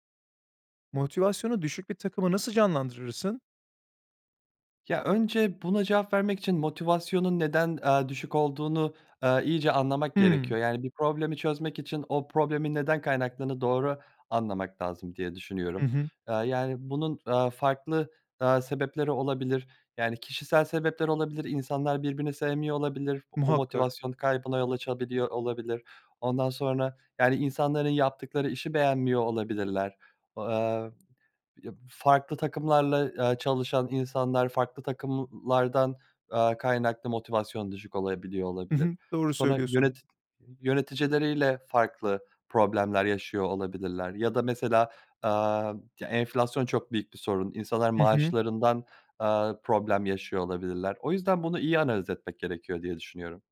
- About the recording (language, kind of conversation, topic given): Turkish, podcast, Motivasyonu düşük bir takımı nasıl canlandırırsın?
- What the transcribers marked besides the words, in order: none